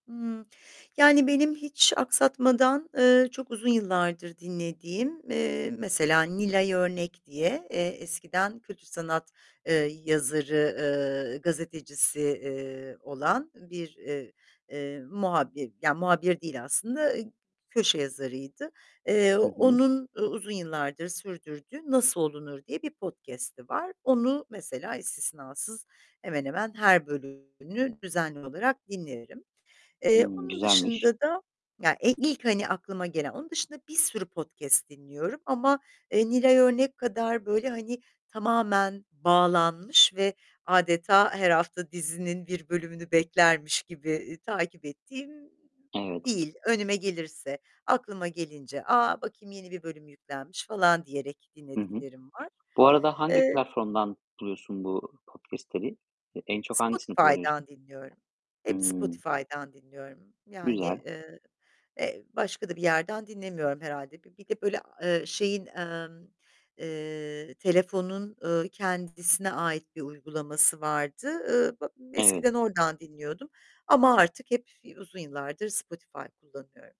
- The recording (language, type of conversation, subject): Turkish, podcast, Yürüyüş yapmak ya da doğada vakit geçirmek sana nasıl iyi geliyor?
- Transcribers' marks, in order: tapping; distorted speech